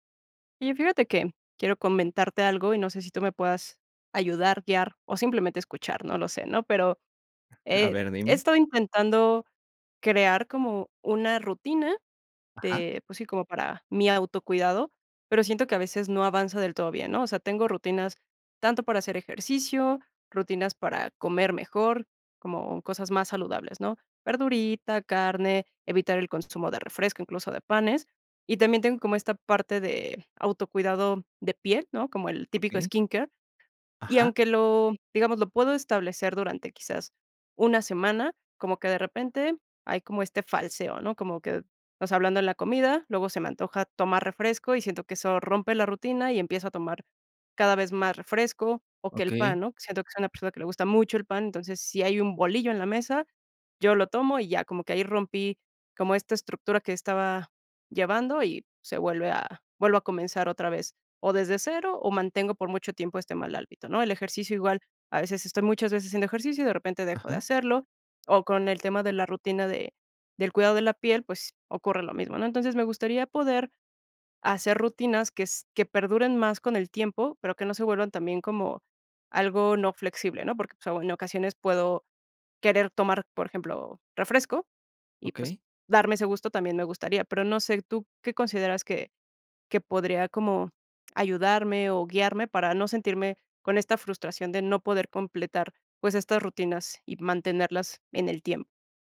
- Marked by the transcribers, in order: "hábito" said as "hálbito"
- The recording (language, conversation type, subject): Spanish, advice, ¿Por qué te cuesta crear y mantener una rutina de autocuidado sostenible?